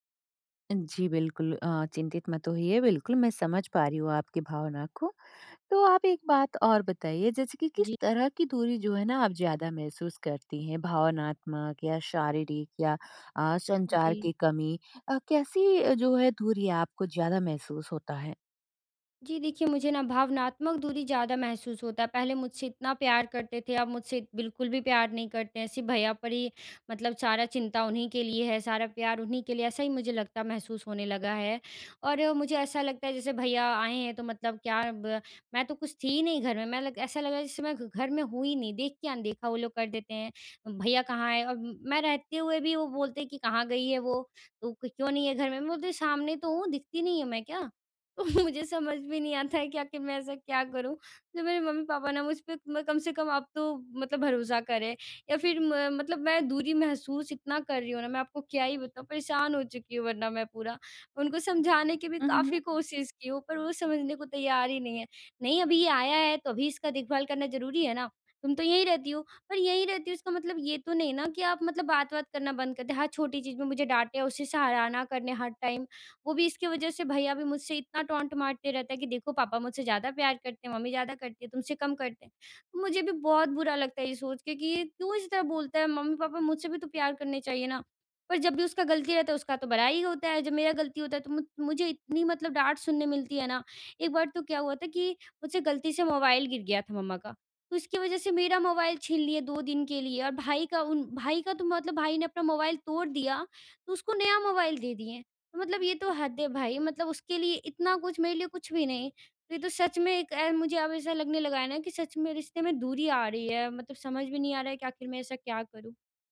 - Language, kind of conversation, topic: Hindi, advice, मैं अपने रिश्ते में दूरी क्यों महसूस कर रहा/रही हूँ?
- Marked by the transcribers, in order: laughing while speaking: "तो मुझे"; in English: "टाइम"; in English: "टॉन्ट"; horn